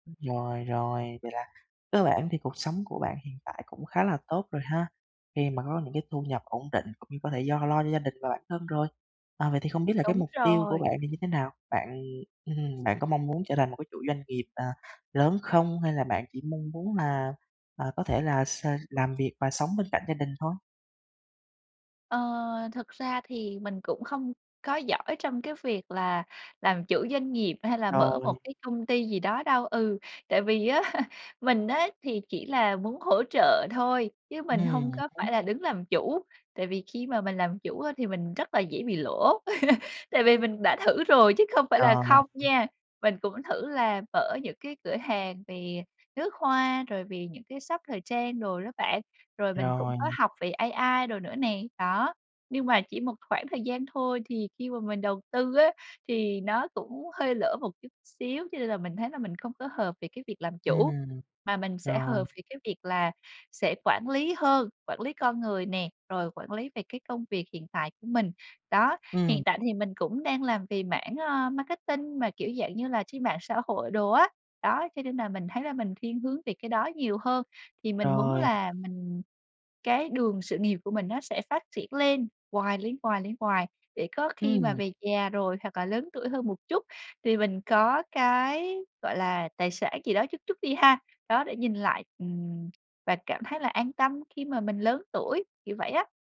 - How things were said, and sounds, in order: other noise; other background noise; tapping; laugh; laugh; throat clearing
- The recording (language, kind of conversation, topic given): Vietnamese, advice, Làm sao để tôi không bị ảnh hưởng bởi việc so sánh mình với người khác?